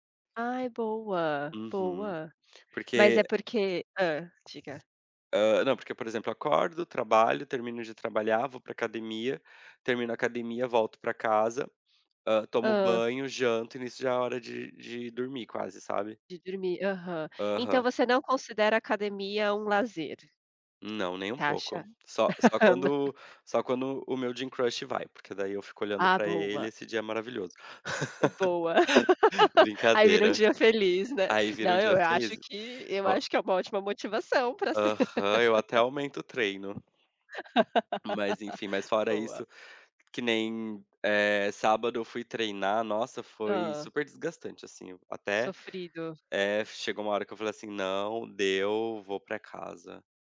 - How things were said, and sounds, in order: laugh; in English: "gym crush"; tapping; laugh; laugh; laugh
- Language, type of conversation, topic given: Portuguese, unstructured, Como você equilibra trabalho e lazer no seu dia?